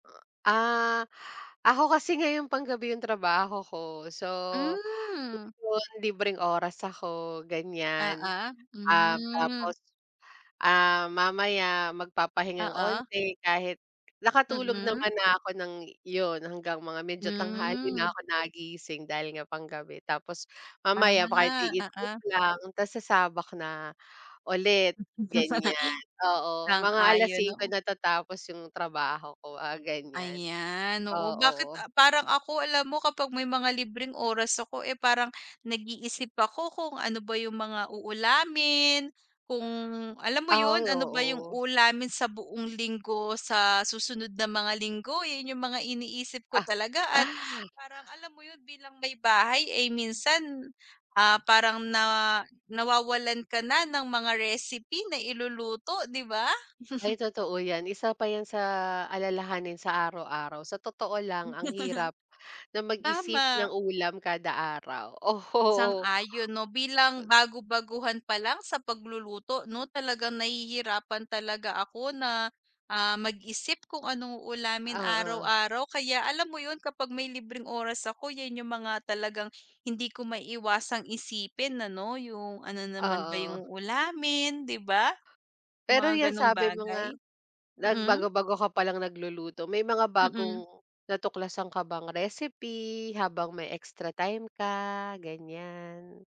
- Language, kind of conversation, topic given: Filipino, unstructured, Ano ang paborito mong gawin kapag may libreng oras ka?
- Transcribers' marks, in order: other background noise; tapping; laugh; gasp; chuckle; chuckle; laughing while speaking: "oo"